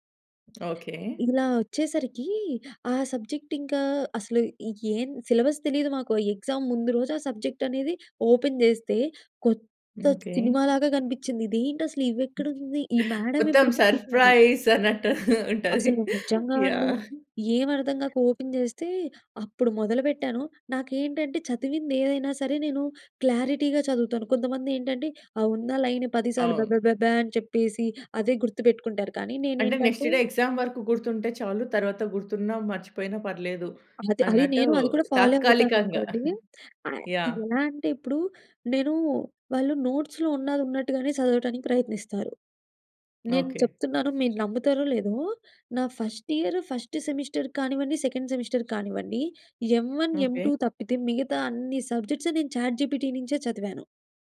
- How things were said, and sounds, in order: other noise; in English: "ఎగ్జామ్"; in English: "ఓపెన్"; other background noise; laughing while speaking: "మొత్తం సర్‌ప్రైజ్ అన్నట్టు ఉంటది"; in English: "సర్‌ప్రైజ్"; in English: "ఓపెన్"; in English: "క్లారిటీగా"; in English: "లైన్"; in English: "నెక్స్ట్ డే ఎగ్జామ్"; in English: "ఫాలో"; chuckle; in English: "నోట్స్‌లో"; in English: "ఫస్ట్ ఇయర్ ఫస్ట్ సెమిస్టర్"; in English: "సెకండ్ సెమిస్టర్"; in English: "ఎం వన్ ఎం టూ"; in English: "సబ్జెక్ట్స్"; in English: "చాట్‌జిపిటి"
- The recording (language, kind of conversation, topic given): Telugu, podcast, మీరు ఒక గురువు నుండి మంచి సలహాను ఎలా కోరుకుంటారు?